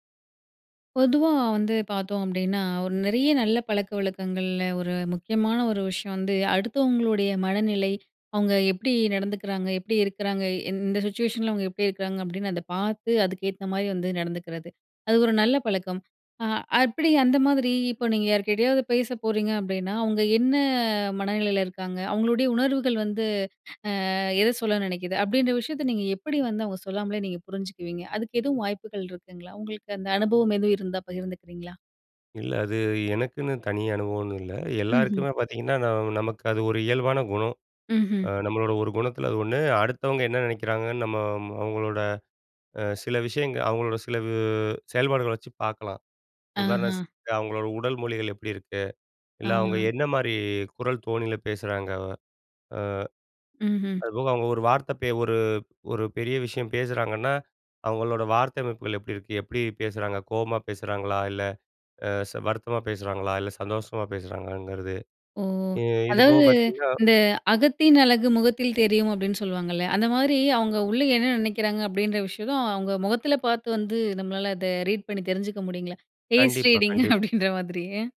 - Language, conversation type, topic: Tamil, podcast, மற்றவரின் உணர்வுகளை நீங்கள் எப்படிப் புரிந்துகொள்கிறீர்கள்?
- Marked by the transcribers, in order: in English: "சிச்சுவேஷன்ல"; inhale; "உதாரணத்திற்கு" said as "உதாரணஸ்க்கு"; "பேசுறாங்கவ" said as "பேசுறாங்க"; other background noise; in English: "ரீட்"; laughing while speaking: "பேஸ் ரீடிங்க அப்டின்ற மாதிரி"; in English: "பேஸ் ரீடிங்க"